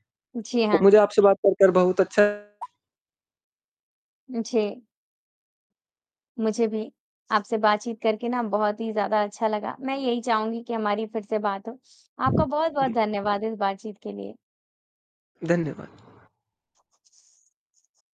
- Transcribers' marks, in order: static; distorted speech; mechanical hum
- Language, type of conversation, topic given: Hindi, unstructured, आपको पैसे की बचत क्यों ज़रूरी लगती है?